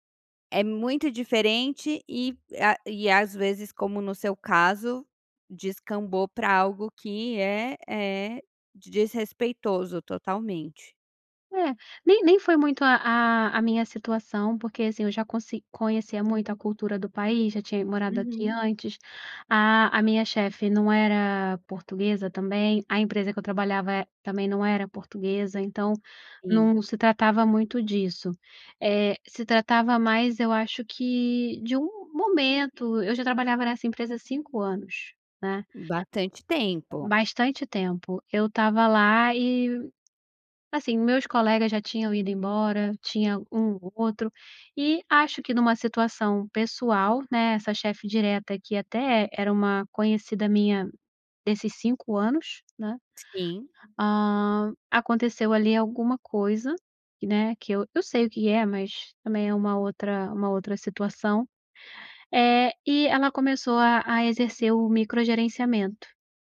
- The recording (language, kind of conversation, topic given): Portuguese, podcast, Qual é o papel da família no seu sentimento de pertencimento?
- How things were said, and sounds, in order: none